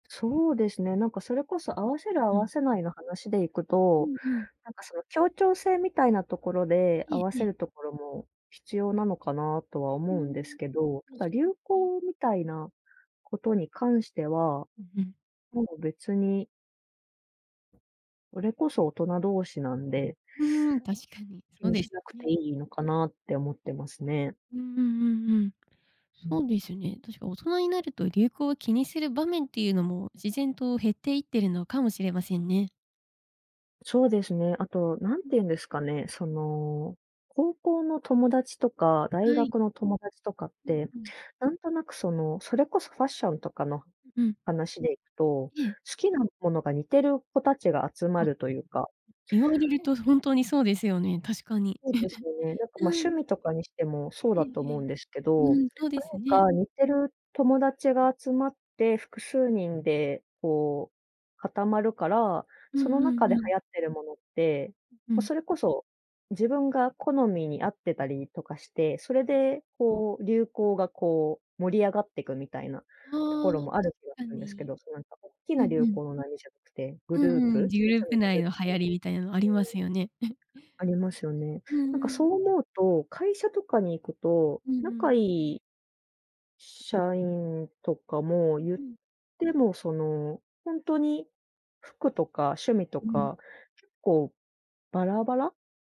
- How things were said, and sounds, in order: other background noise; chuckle; chuckle
- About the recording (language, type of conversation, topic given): Japanese, podcast, 流行を追うタイプですか、それとも自分流を貫くタイプですか？